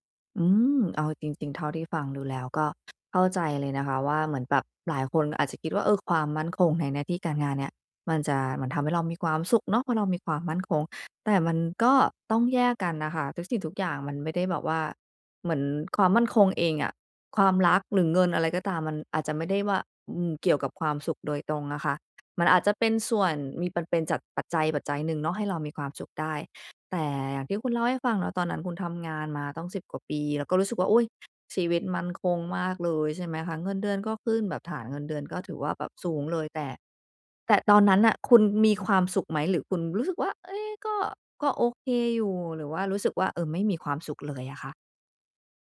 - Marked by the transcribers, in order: tapping
- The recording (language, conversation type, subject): Thai, advice, ควรเลือกงานที่มั่นคงหรือเลือกทางที่ทำให้มีความสุข และควรทบทวนการตัดสินใจไหม?